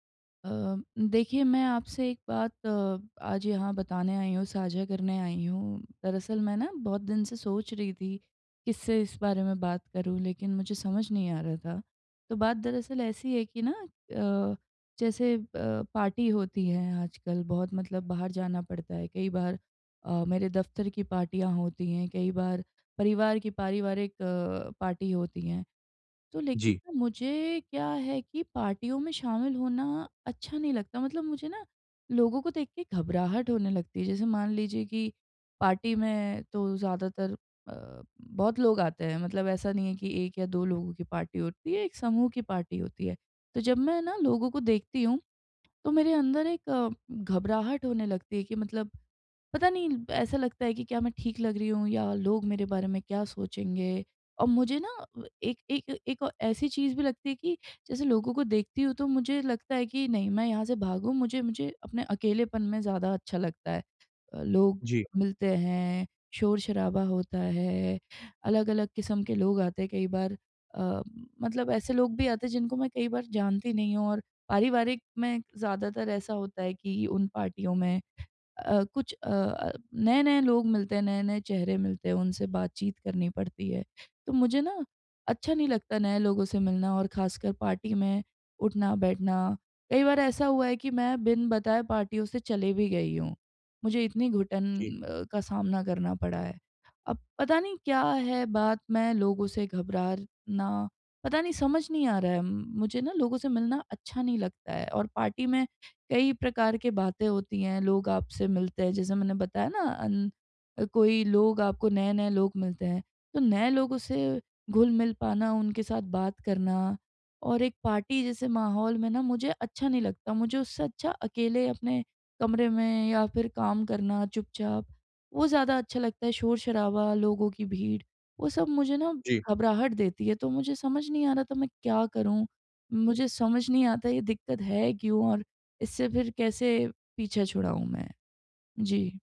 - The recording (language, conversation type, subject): Hindi, advice, मैं पार्टी में शामिल होने की घबराहट कैसे कम करूँ?
- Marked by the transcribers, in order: in English: "पार्टी"; in English: "पार्टी"; in English: "पार्टी"; in English: "पार्टी"; in English: "पार्टी"; in English: "पार्टी"; in English: "पार्टी"; in English: "पार्टी"